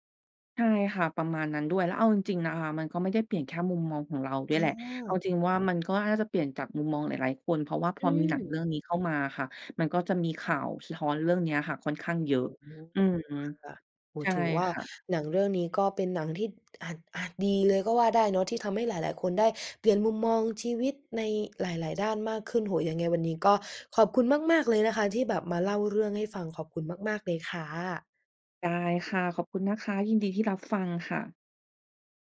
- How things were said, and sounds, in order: none
- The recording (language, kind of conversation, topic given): Thai, podcast, คุณช่วยเล่าให้ฟังหน่อยได้ไหมว่ามีหนังเรื่องไหนที่ทำให้มุมมองชีวิตของคุณเปลี่ยนไป?